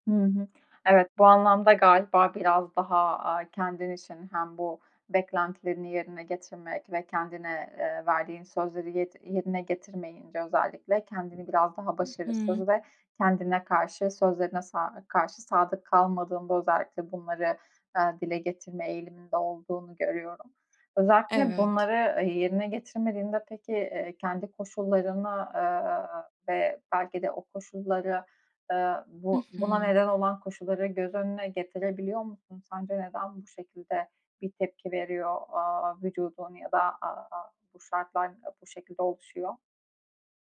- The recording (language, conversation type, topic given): Turkish, advice, Kendime sürekli sert ve yıkıcı şeyler söylemeyi nasıl durdurabilirim?
- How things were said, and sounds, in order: other background noise